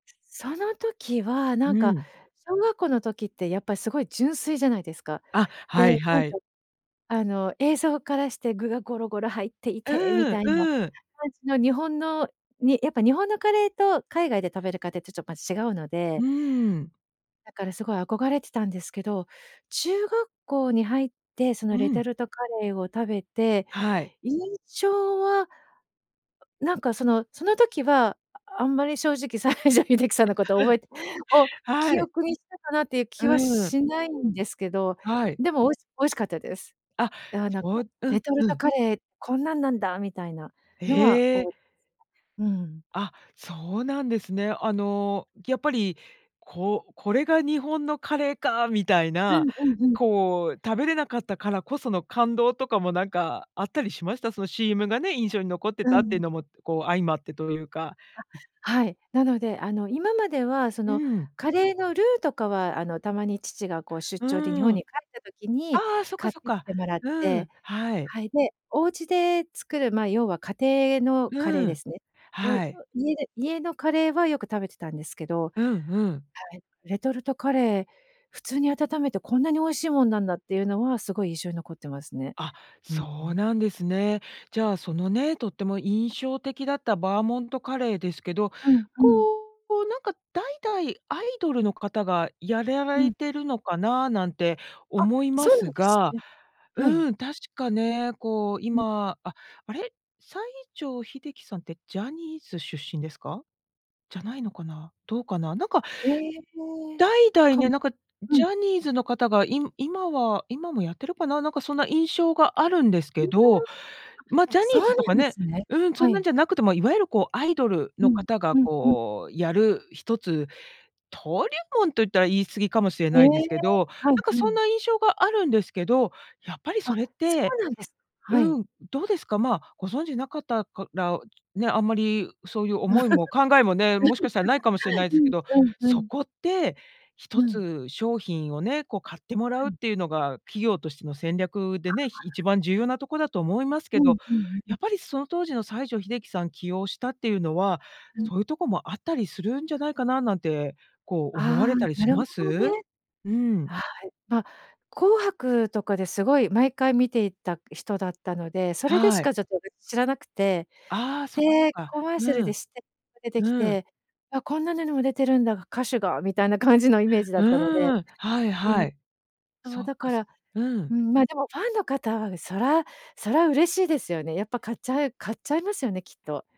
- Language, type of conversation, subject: Japanese, podcast, 懐かしいCMの中で、いちばん印象に残っているのはどれですか？
- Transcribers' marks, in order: "カレー" said as "カデー"; laughing while speaking: "西城秀樹さん"; laugh; other noise; laugh; unintelligible speech